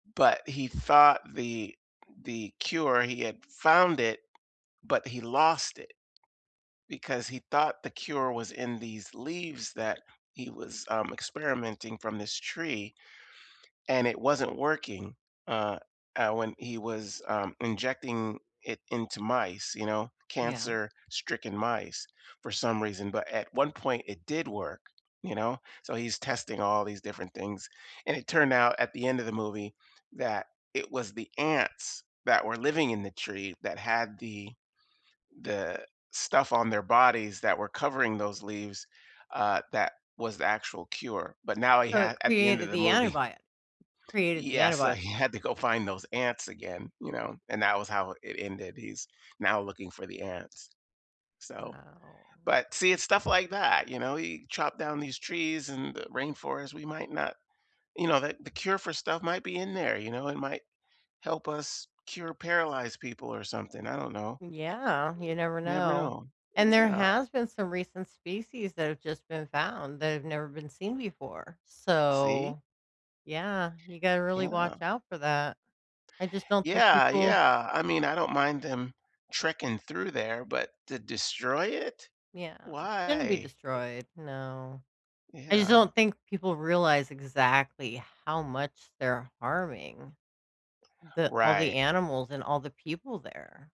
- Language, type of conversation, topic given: English, unstructured, How do you feel about people cutting down forests for money?
- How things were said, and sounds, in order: tapping; other background noise